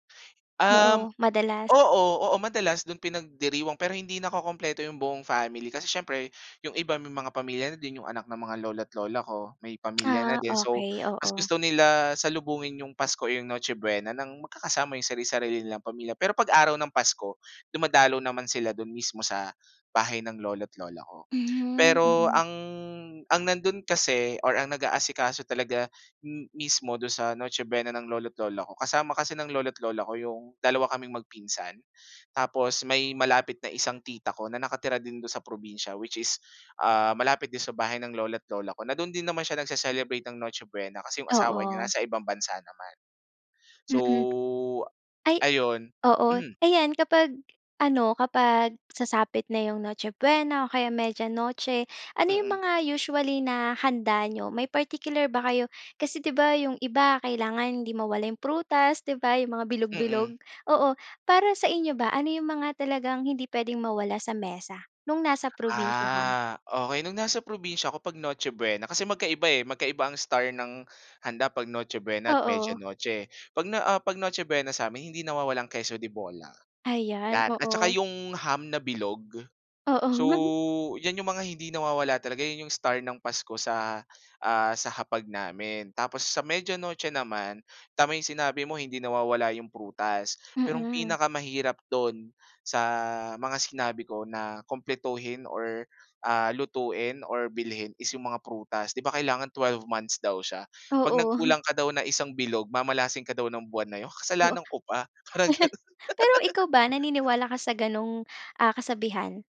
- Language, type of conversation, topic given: Filipino, podcast, Ano ang karaniwan ninyong ginagawa tuwing Noche Buena o Media Noche?
- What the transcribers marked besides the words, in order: tapping; other background noise; laugh; chuckle; chuckle; laughing while speaking: "ganun"; laugh